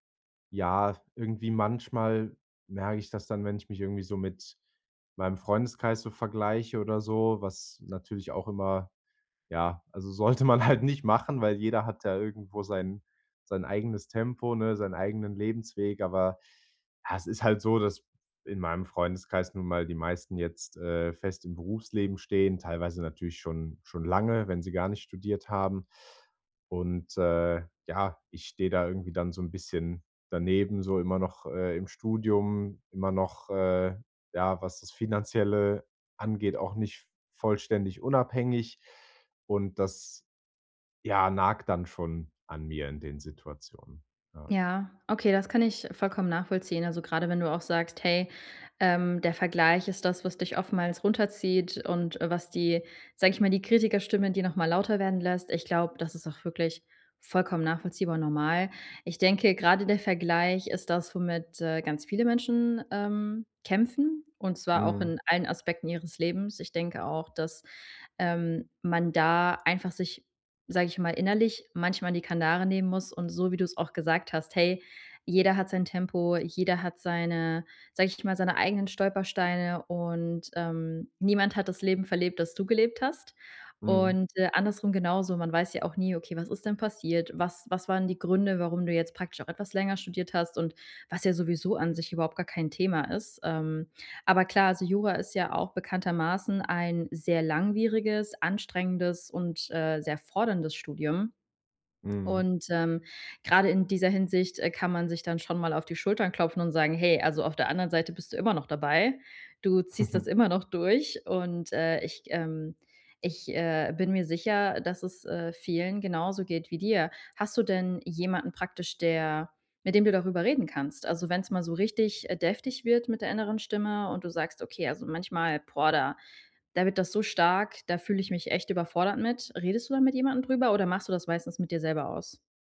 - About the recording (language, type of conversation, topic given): German, advice, Wie kann ich meinen inneren Kritiker leiser machen und ihn in eine hilfreiche Stimme verwandeln?
- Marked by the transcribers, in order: laughing while speaking: "sollte man halt nicht machen"; "Kandare" said as "Kanare"; chuckle